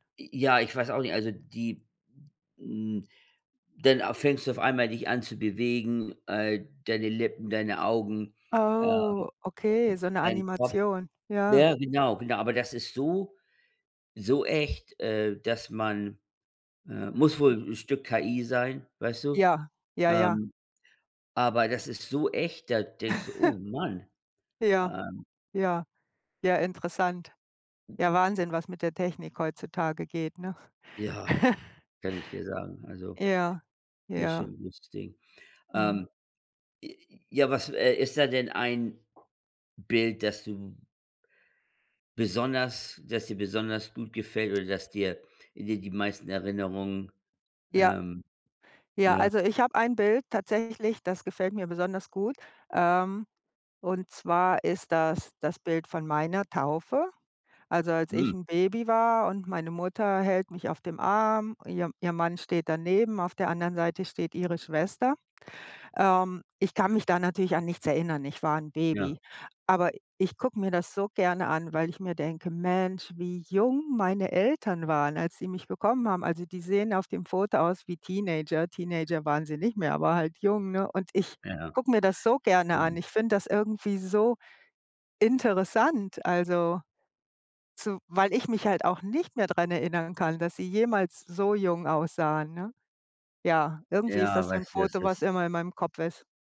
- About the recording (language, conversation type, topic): German, unstructured, Welche Rolle spielen Fotos in deinen Erinnerungen?
- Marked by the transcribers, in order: other background noise; chuckle; chuckle